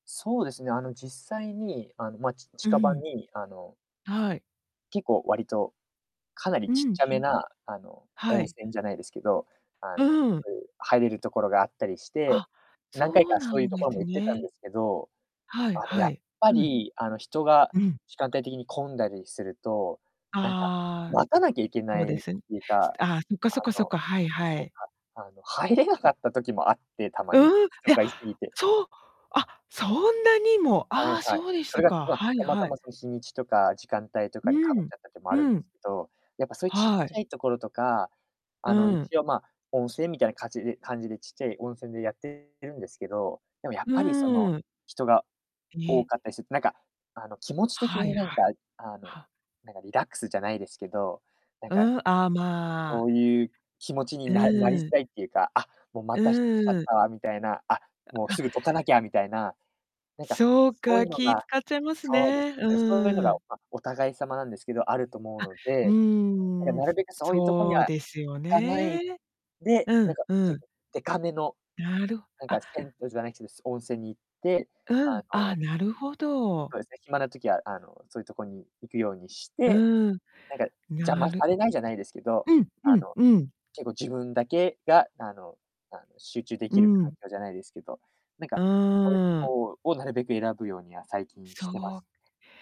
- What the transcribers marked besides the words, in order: distorted speech
- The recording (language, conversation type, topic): Japanese, podcast, 普段、ストレスを解消するために何をしていますか？